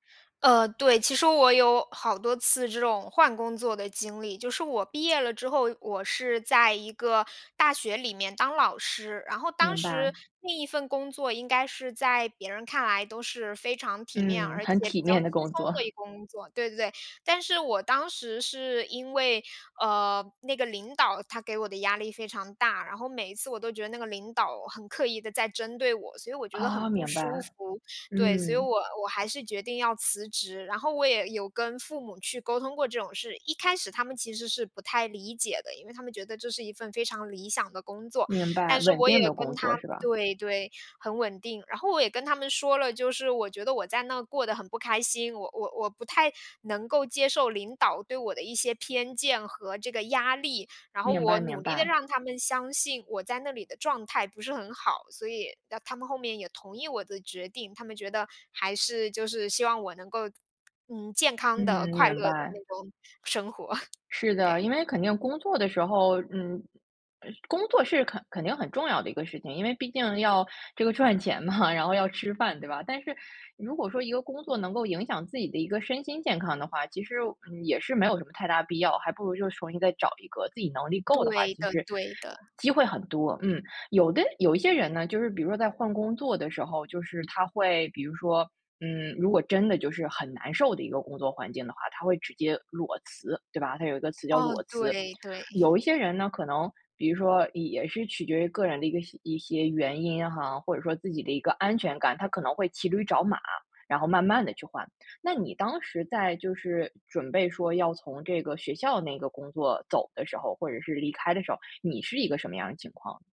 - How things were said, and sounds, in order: tapping; chuckle; chuckle; other noise
- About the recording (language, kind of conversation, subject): Chinese, podcast, 你在换工作时如何管理经济压力？